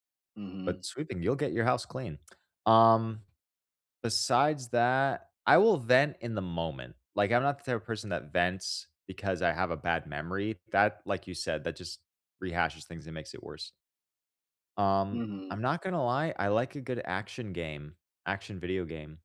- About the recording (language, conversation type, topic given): English, unstructured, What are healthy ways to express anger or frustration?
- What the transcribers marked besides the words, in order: none